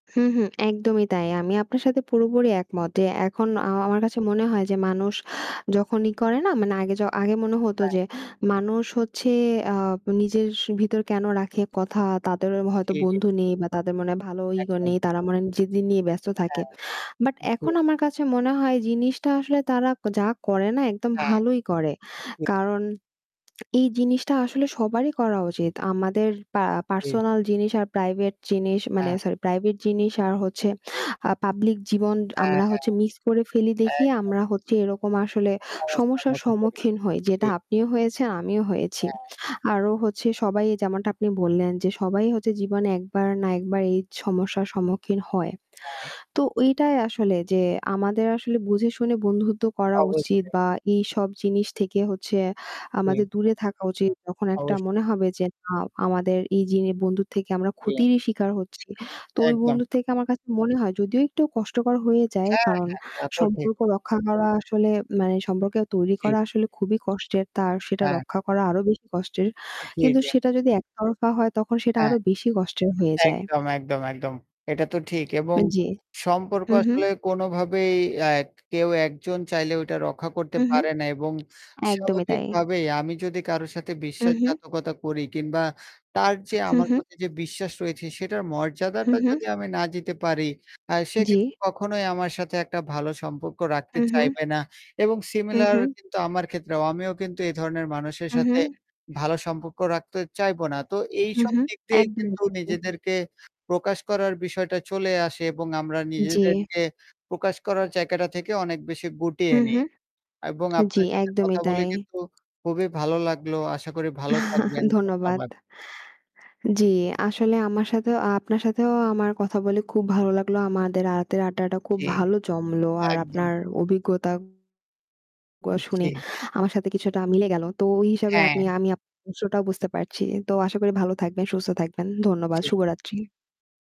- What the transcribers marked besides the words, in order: static; distorted speech; other background noise; tapping; in English: "similar"; chuckle
- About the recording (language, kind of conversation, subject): Bengali, unstructured, পরিবার বা বন্ধুদের কাছে নিজের প্রকৃত পরিচয় প্রকাশ করা আপনার জন্য কতটা কঠিন?